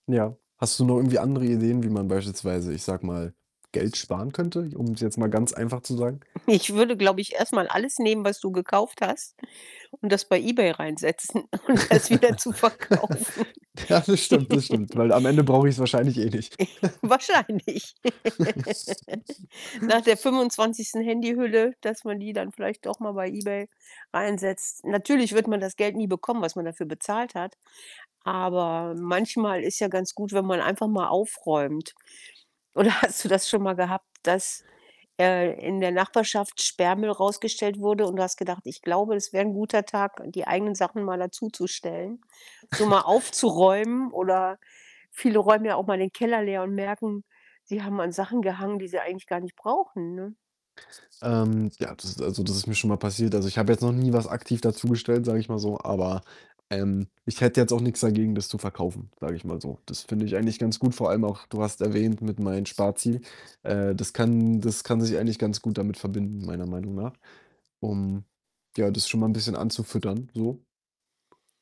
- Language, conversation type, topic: German, advice, Wie kann ich meine Einkaufsimpulse erkennen und sie langfristig unter Kontrolle bringen?
- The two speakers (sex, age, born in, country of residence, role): female, 55-59, Germany, Germany, advisor; male, 20-24, Germany, France, user
- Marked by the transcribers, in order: distorted speech; static; tapping; other background noise; giggle; laughing while speaking: "Ja"; laughing while speaking: "um das wieder zu verkaufen"; giggle; snort; laughing while speaking: "Wahrscheinlich"; giggle; giggle; laughing while speaking: "hast du das"; snort